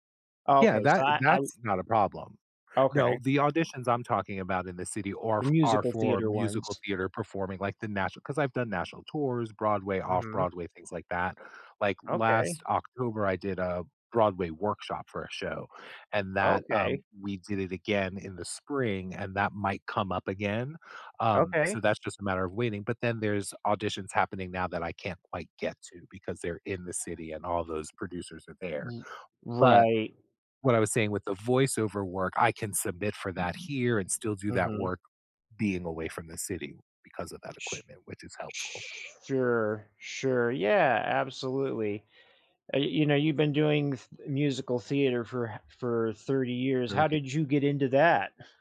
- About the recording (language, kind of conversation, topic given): English, advice, How can I make a great first impression and fit in during my first weeks at a new job?
- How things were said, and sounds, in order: other background noise; drawn out: "sure"